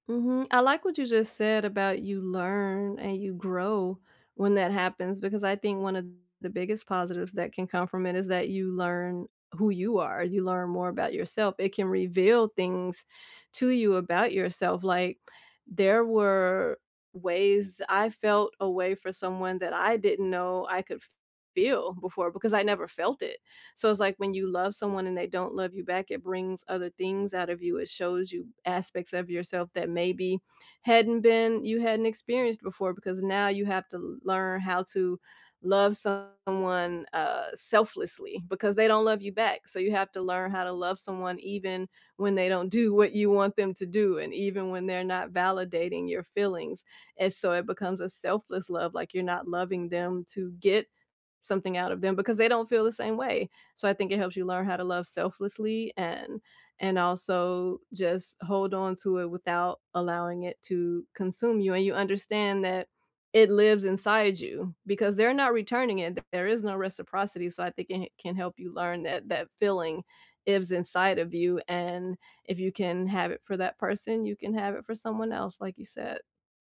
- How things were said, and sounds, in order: none
- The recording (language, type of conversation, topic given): English, unstructured, What’s the hardest thing about loving someone who doesn’t love you back?
- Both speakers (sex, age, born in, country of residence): female, 45-49, United States, United States; male, 45-49, United States, United States